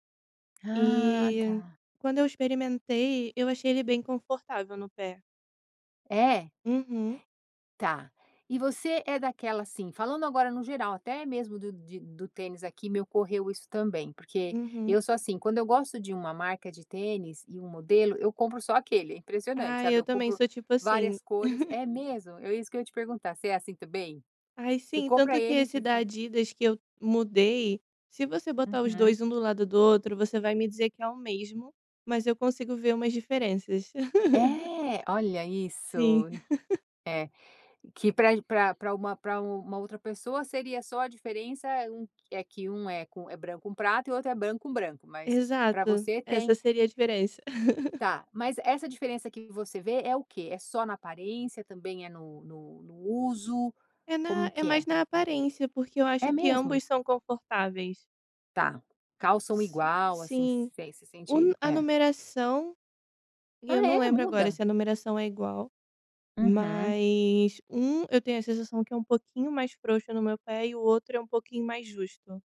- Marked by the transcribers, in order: chuckle; laugh; chuckle; other background noise
- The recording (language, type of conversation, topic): Portuguese, podcast, Qual peça marcou uma mudança no seu visual?